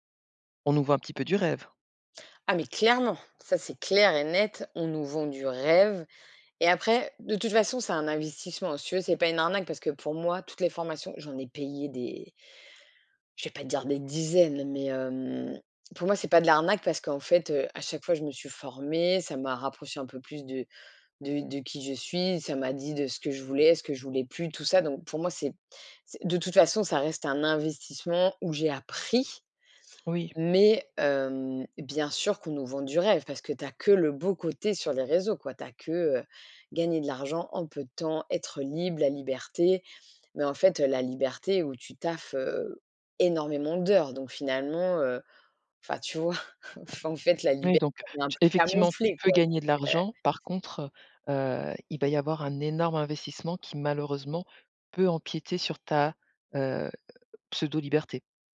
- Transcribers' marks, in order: stressed: "rêve"; stressed: "investissement"; stressed: "appris"; "libre" said as "lib"; chuckle
- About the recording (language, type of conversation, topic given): French, podcast, Comment les réseaux sociaux influencent-ils nos envies de changement ?